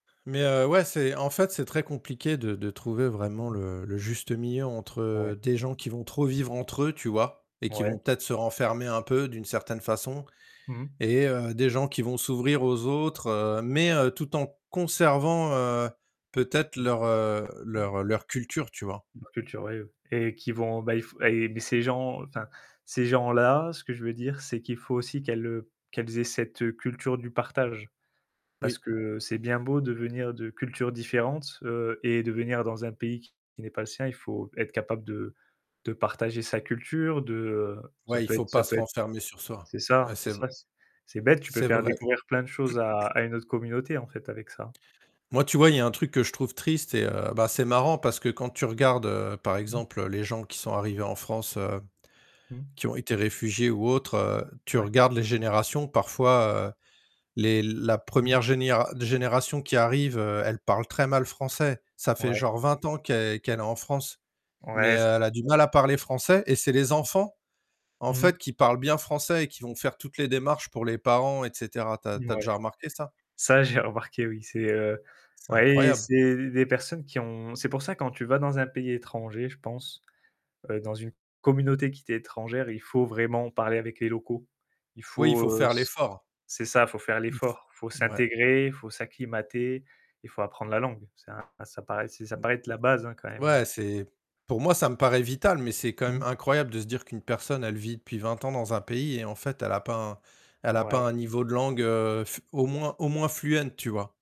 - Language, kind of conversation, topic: French, unstructured, Comment décrirais-tu une communauté idéale ?
- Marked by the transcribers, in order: distorted speech; stressed: "mais"; other background noise; throat clearing; tapping; unintelligible speech; static; chuckle; laughing while speaking: "Ça j'ai remarqué oui"; in English: "fluent"